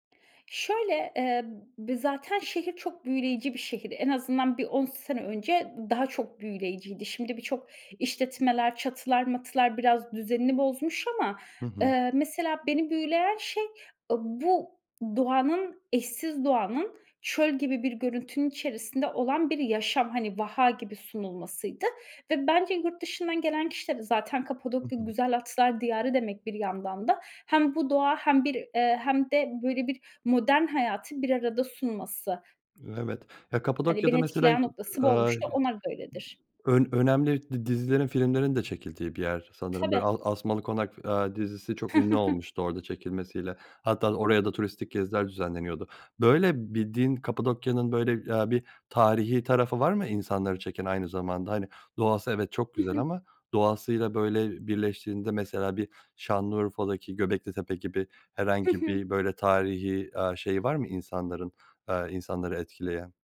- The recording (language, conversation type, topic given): Turkish, podcast, Bir şehir seni hangi yönleriyle etkiler?
- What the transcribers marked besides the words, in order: other background noise; chuckle; tapping